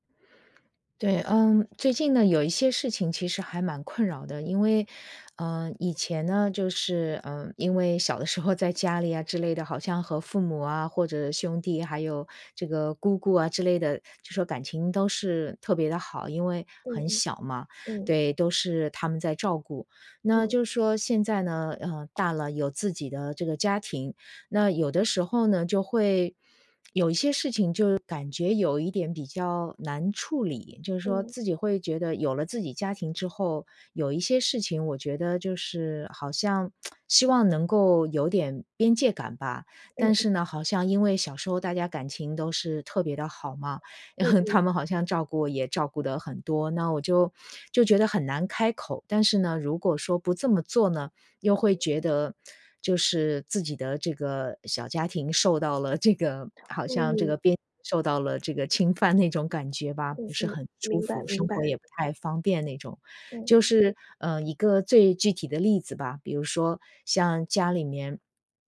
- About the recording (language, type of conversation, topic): Chinese, advice, 我该怎么和家人谈清界限又不伤感情？
- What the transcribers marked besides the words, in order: laughing while speaking: "小的时候在家里啊"; other background noise; tsk; chuckle; laughing while speaking: "他们好像"; other noise; laughing while speaking: "这个"; laughing while speaking: "侵犯"